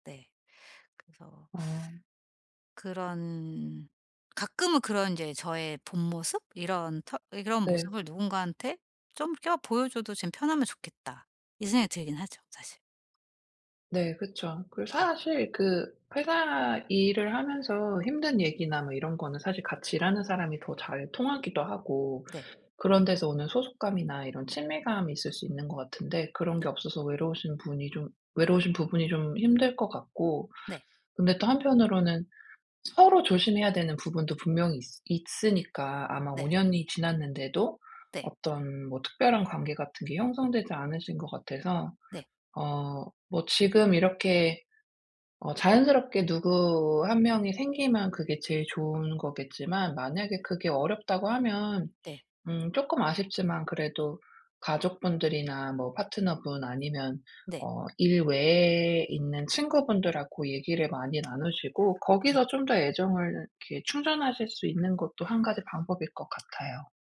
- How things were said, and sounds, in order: teeth sucking; tapping
- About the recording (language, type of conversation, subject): Korean, advice, 남들이 기대하는 모습과 제 진짜 욕구를 어떻게 조율할 수 있을까요?